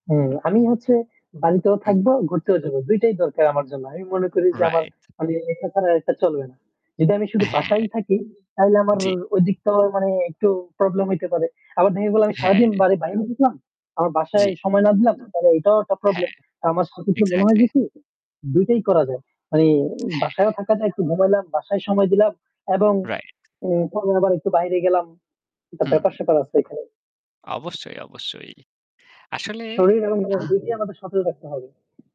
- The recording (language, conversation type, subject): Bengali, unstructured, ছুটির দিনে আপনি কোনটি বেছে নেবেন: বাড়িতে থাকা, না বাইরে ঘুরতে যাওয়া?
- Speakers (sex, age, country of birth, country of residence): male, 25-29, Bangladesh, Bangladesh; male, 30-34, Bangladesh, Germany
- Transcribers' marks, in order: static; in English: "এক্সাক্টলি"; tapping; distorted speech